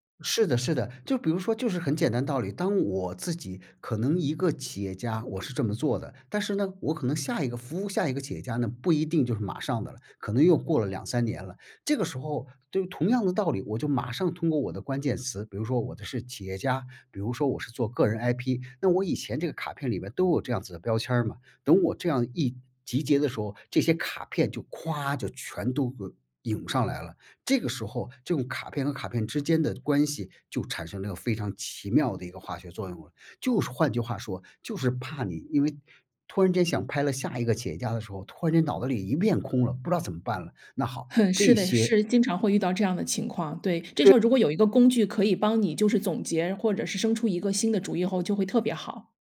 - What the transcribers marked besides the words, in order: none
- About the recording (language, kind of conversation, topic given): Chinese, podcast, 你平时如何收集素材和灵感？